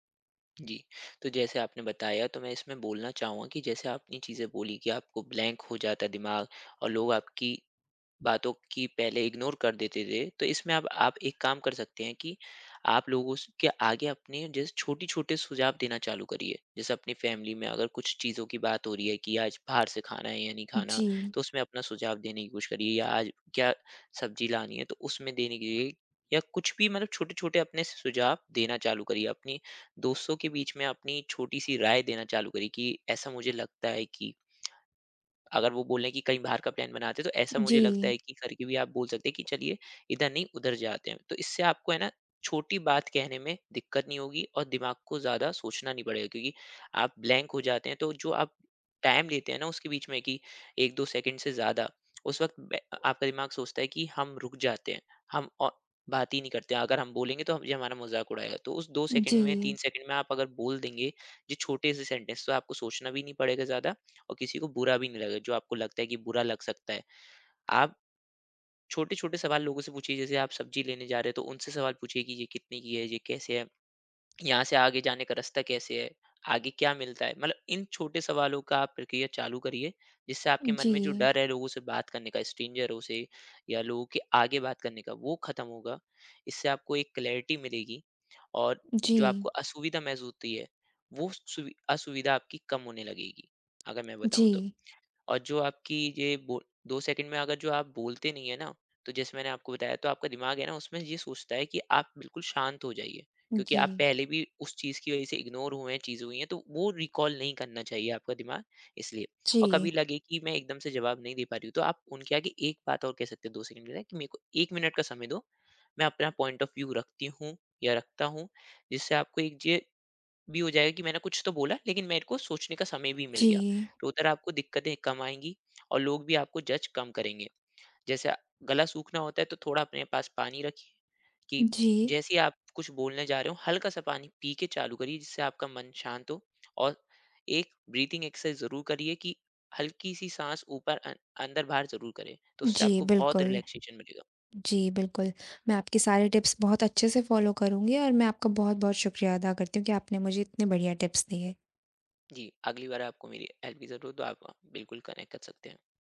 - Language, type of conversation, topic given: Hindi, advice, बातचीत में असहज होने पर मैं हर बार चुप क्यों हो जाता हूँ?
- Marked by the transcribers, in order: in English: "ब्लैंक"; in English: "इग्नोर"; in English: "फ़ैमिली"; lip smack; in English: "प्लान"; in English: "ब्लैंक"; in English: "टाइम"; in English: "सेंटेंस"; in English: "क्लैरिटी"; in English: "इग्नोर"; in English: "रिकॉल"; in English: "पॉइंट ऑफ़ व्यू"; in English: "जज"; in English: "ब्रीथिंग एक्सरसाइज़"; in English: "रिलैक्सेशन"; in English: "टिप्स"; in English: "फॉलो"; in English: "टिप्स"; in English: "हेल्प"; in English: "कनेक्ट"